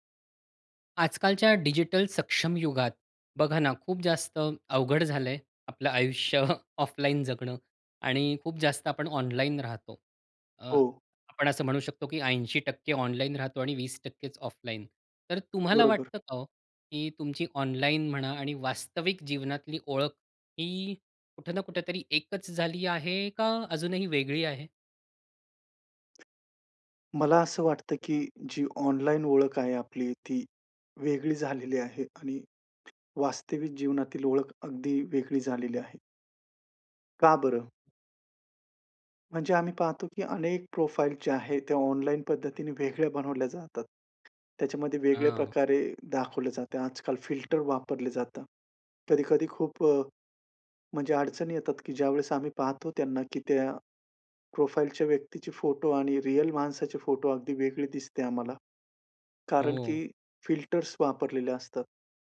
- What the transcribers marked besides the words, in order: chuckle; in English: "ऑफलाईन"; in English: "ऑफलाईन"; other background noise; in English: "प्रोफाइल"; in English: "प्रोफाइलच्या"; in English: "रियल"; in English: "फिल्टर्स"
- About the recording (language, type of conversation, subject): Marathi, podcast, ऑनलाइन आणि वास्तव आयुष्यातली ओळख वेगळी वाटते का?